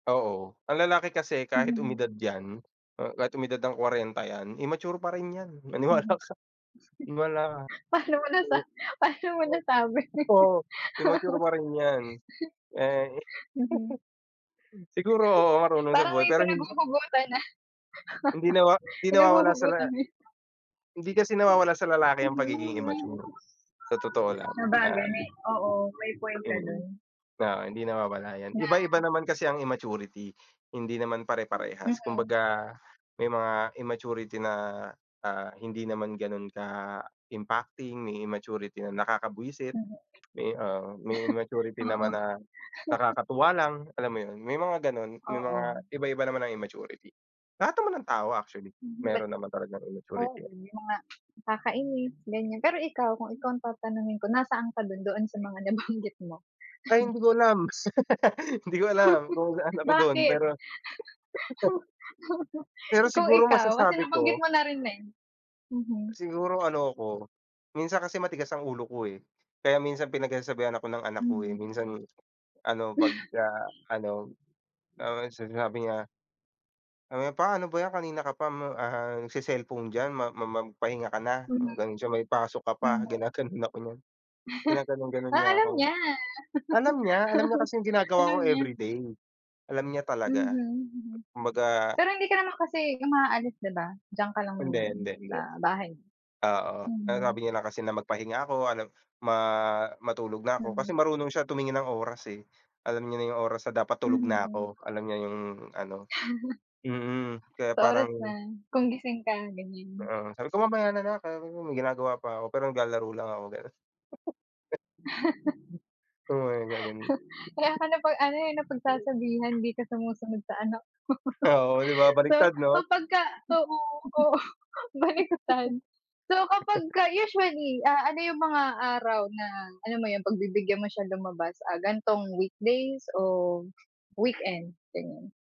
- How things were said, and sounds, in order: chuckle; laughing while speaking: "Paano mo nasa paano mo nasabi?"; tapping; laughing while speaking: "maniwala ka"; laugh; chuckle; laughing while speaking: "ah"; laugh; other background noise; chuckle; laughing while speaking: "nabanggit"; chuckle; laugh; chuckle; laugh; chuckle; laugh; chuckle; unintelligible speech; chuckle; giggle; other street noise; laughing while speaking: "mo"; laughing while speaking: "oo"; giggle
- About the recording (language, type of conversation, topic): Filipino, unstructured, Alin ang mas masaya para sa iyo: mamili sa mall o mamili sa internet?
- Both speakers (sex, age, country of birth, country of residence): female, 30-34, Philippines, Philippines; male, 30-34, Philippines, Philippines